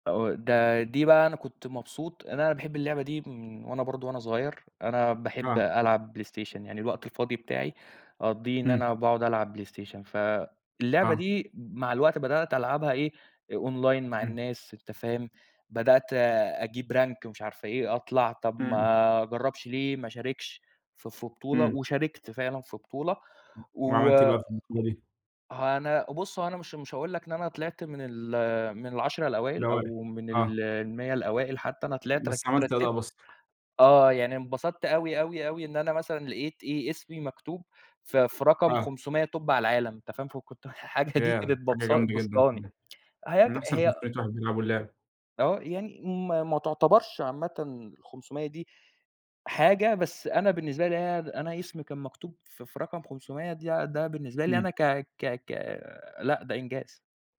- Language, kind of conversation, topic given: Arabic, podcast, إيه هي هوايتك المفضلة وليه؟
- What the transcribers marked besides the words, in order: unintelligible speech; in English: "online"; in English: "rank"; in English: "توب"